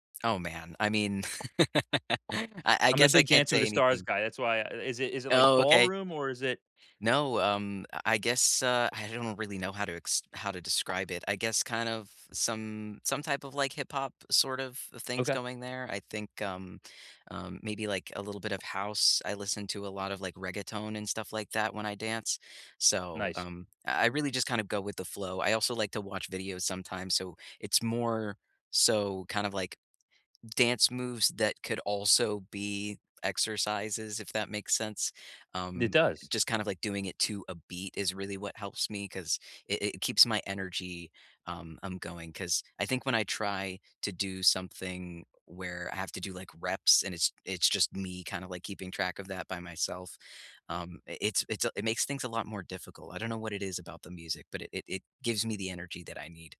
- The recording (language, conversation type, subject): English, unstructured, How can exercise improve my mood?
- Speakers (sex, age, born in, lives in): male, 30-34, United States, United States; male, 40-44, United States, United States
- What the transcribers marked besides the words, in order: laugh